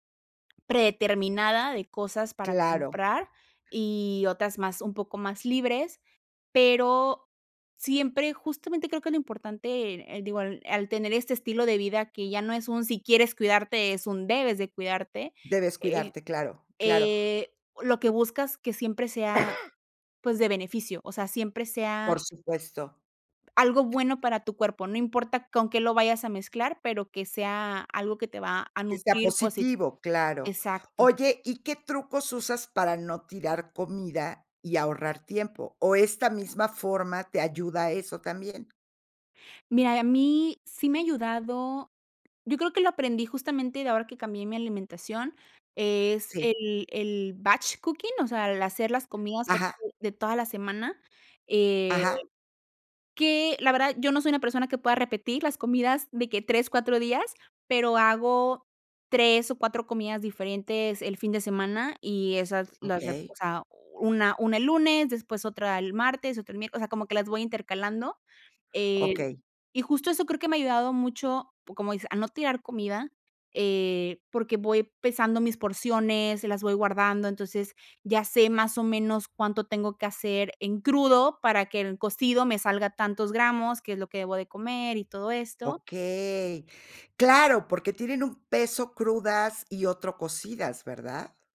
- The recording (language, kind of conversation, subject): Spanish, podcast, ¿Cómo te organizas para comer más sano cada semana?
- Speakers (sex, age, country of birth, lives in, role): female, 25-29, Mexico, Mexico, guest; female, 60-64, Mexico, Mexico, host
- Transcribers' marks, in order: tapping; cough; other background noise